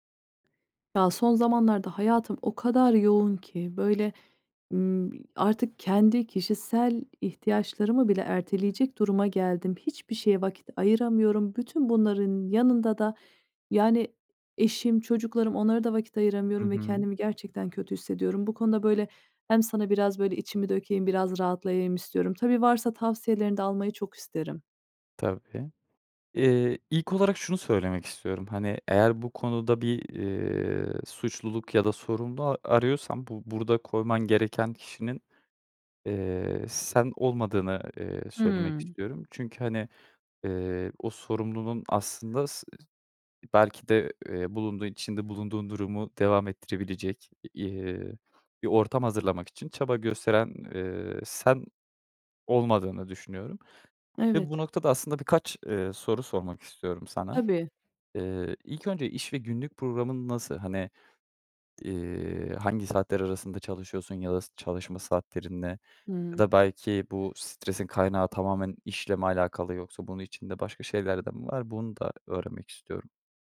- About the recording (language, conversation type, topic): Turkish, advice, İş veya stres nedeniyle ilişkiye yeterince vakit ayıramadığınız bir durumu anlatır mısınız?
- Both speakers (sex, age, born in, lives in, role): female, 35-39, Turkey, Ireland, user; male, 25-29, Turkey, Netherlands, advisor
- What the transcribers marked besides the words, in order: other background noise; tapping